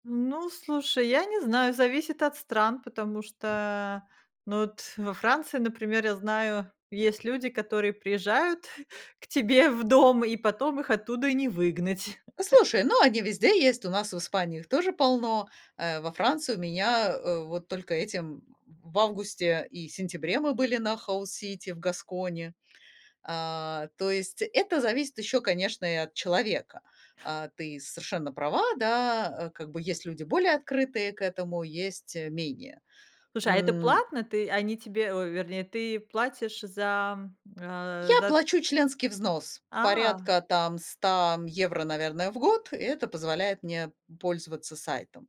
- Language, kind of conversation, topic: Russian, podcast, Как ты провёл(провела) день, живя как местный житель, а не как турист?
- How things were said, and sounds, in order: other background noise; laughing while speaking: "к тебе в дом"; chuckle